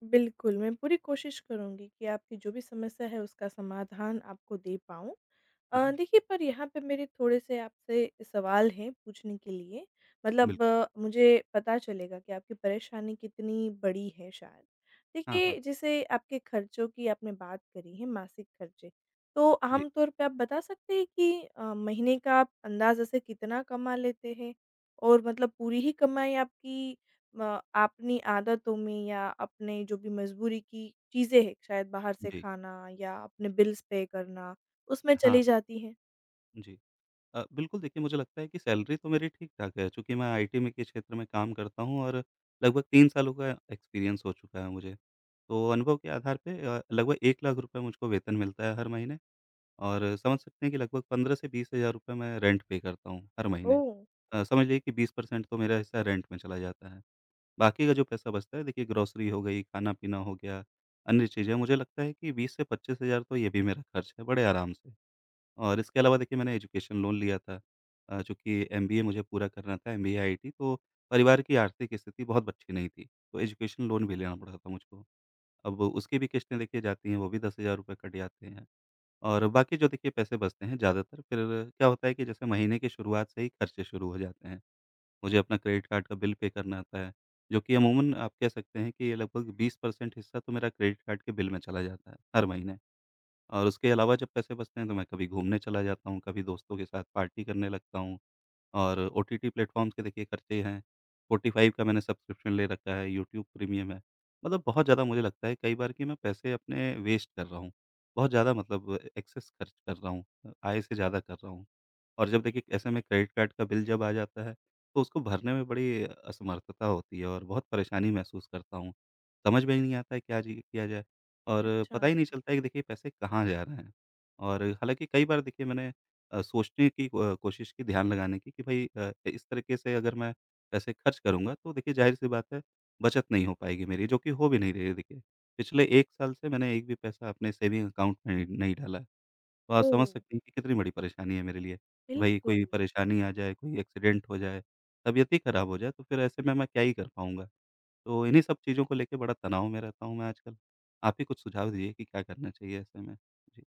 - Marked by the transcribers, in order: in English: "बिल्स पे"; in English: "सैलरी"; in English: "एक्सपीरियंस"; in English: "रेंट पे"; in English: "परसेंट"; in English: "रेंट"; in English: "ग्रोसरी"; tapping; in English: "एजुकेशन लोन"; in English: "एजुकेशन लोन"; in English: "बिल पे"; in English: "परसेंट"; in English: "क्रेडिट कार्ड"; in English: "बिल"; in English: "पार्टी"; in English: "प्लेटफॉर्म्स"; in English: "सब्सक्रिप्शन"; in English: "वेस्ट"; in English: "एक्सेस"; in English: "क्रेडिट कार्ड"; in English: "बिल"; in English: "सेविंग अकाउंट"; in English: "एक्सीडेंट"
- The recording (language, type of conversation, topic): Hindi, advice, मासिक खर्चों का हिसाब न रखने की आदत के कारण आपको किस बात का पछतावा होता है?